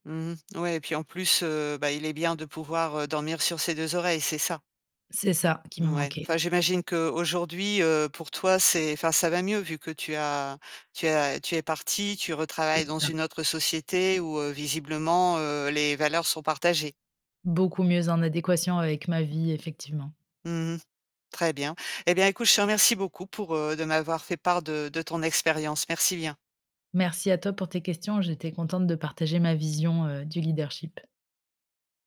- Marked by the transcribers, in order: none
- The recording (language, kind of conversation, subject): French, podcast, Qu’est-ce qui, pour toi, fait un bon leader ?
- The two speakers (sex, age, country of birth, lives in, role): female, 35-39, France, France, guest; female, 50-54, France, France, host